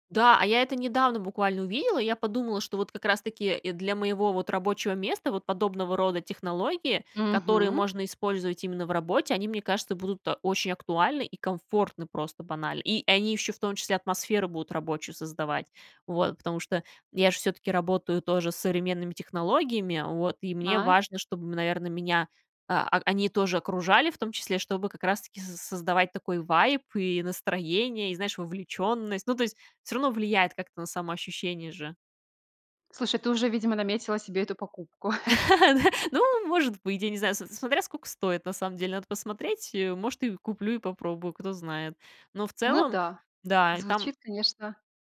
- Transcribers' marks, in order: laughing while speaking: "покупку"; laugh
- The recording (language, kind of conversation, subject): Russian, podcast, Как вы обустраиваете домашнее рабочее место?